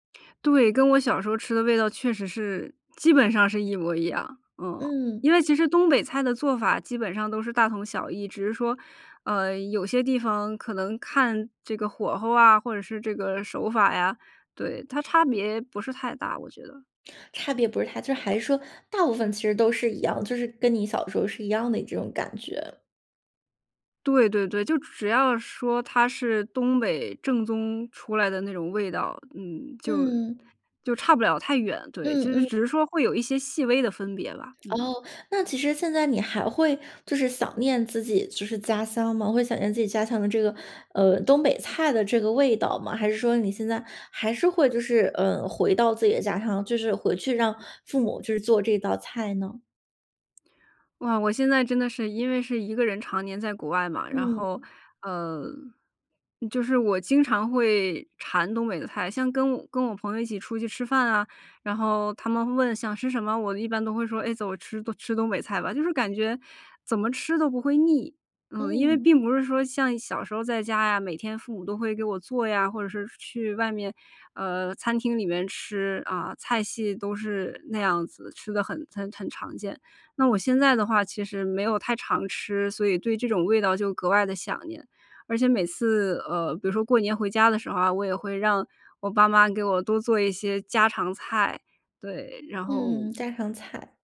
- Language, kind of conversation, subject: Chinese, podcast, 哪道菜最能代表你家乡的味道？
- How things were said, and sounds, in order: none